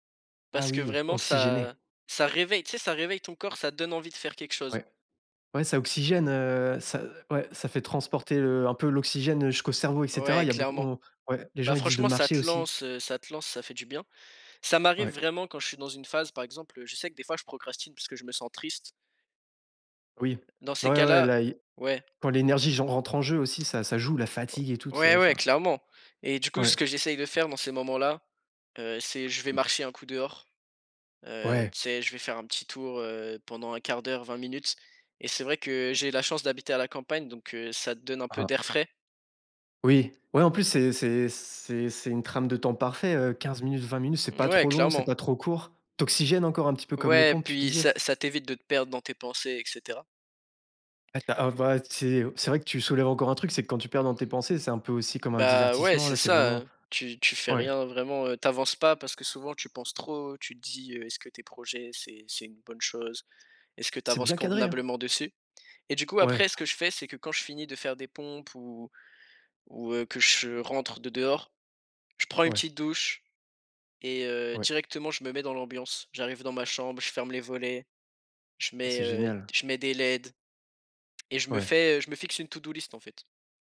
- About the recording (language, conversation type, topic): French, podcast, Que fais-tu quand la procrastination prend le dessus ?
- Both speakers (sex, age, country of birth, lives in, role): male, 18-19, France, France, guest; male, 30-34, France, France, host
- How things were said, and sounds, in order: tapping; in English: "to do list"